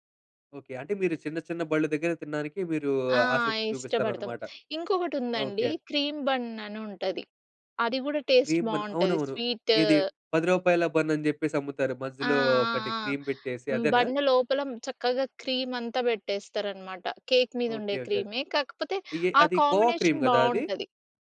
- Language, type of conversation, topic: Telugu, podcast, స్ట్రీట్ ఫుడ్ రుచి ఎందుకు ప్రత్యేకంగా అనిపిస్తుంది?
- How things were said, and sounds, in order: in English: "క్రీమ్ బన్"; in English: "టేస్ట్"; in English: "క్రీమ్ బన్"; in English: "బన్"; in English: "క్రీమ్"; in English: "బన్"; in English: "కేక్"; in English: "కోవా క్రీమ్"; in English: "కాంబినేషన్"